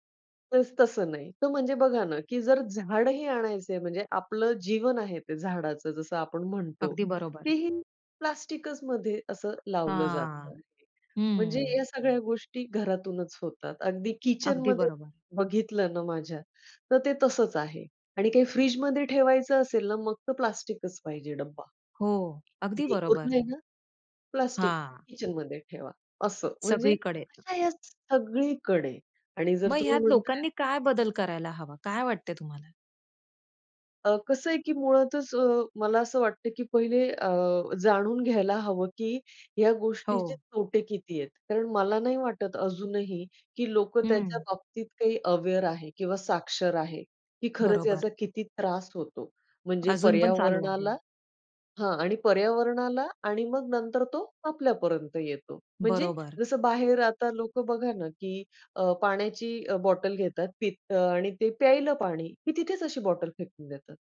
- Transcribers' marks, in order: other noise; tapping; unintelligible speech; other background noise; in English: "अवेअर"
- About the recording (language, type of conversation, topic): Marathi, podcast, प्लास्टिक कचऱ्याबद्दल तुमचे मत काय आहे?